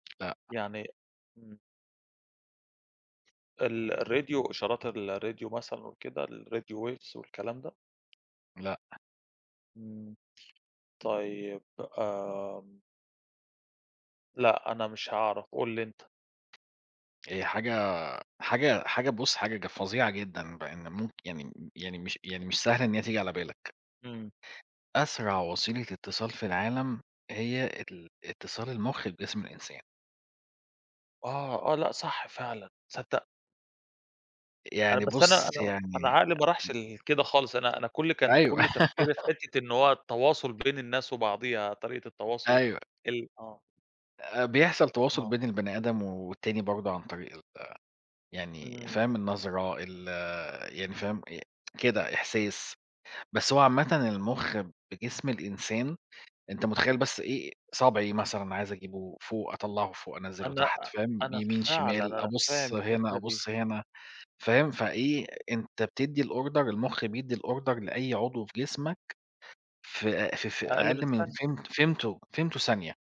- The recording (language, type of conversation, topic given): Arabic, unstructured, إيه أهم الاكتشافات العلمية اللي غيّرت حياتنا؟
- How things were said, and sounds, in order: in English: "الRadio"; in English: "الRadio"; in English: "الRadio Waves"; tapping; unintelligible speech; laugh; tsk; in English: "الOrder"; in English: "الOrder"